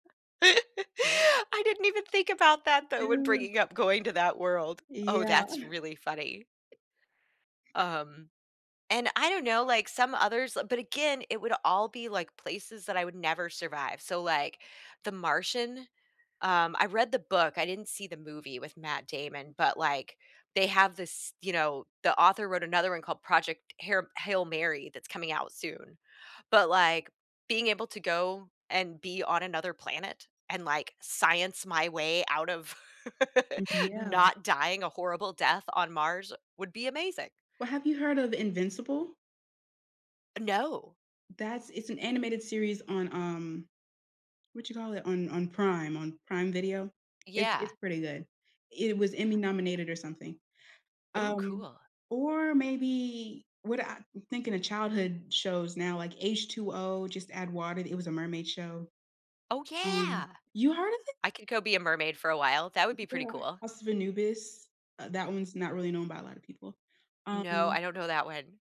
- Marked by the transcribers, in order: tapping; laugh; chuckle; other background noise; laugh
- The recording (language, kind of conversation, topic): English, unstructured, Which fictional worlds from movies or games would you love to visit, and what would you do there?
- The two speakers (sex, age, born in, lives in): female, 20-24, United States, United States; female, 50-54, United States, United States